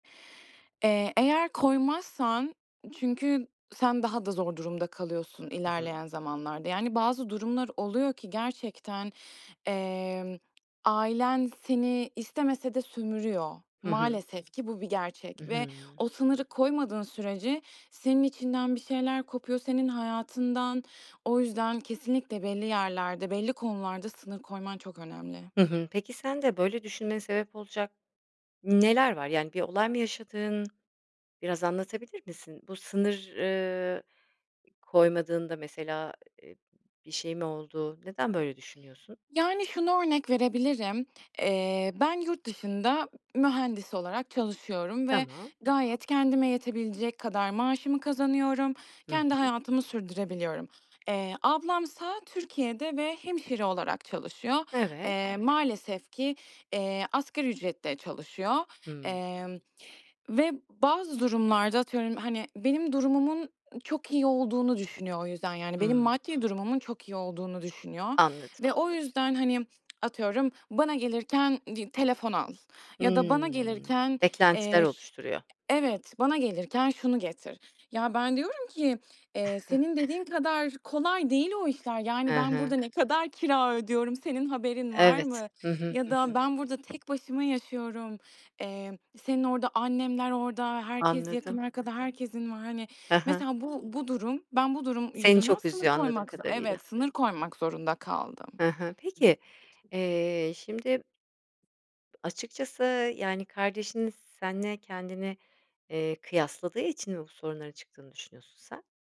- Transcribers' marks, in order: tapping; other background noise; chuckle; background speech
- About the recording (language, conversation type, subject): Turkish, podcast, Sence aile içinde sınır koymak neden önemli?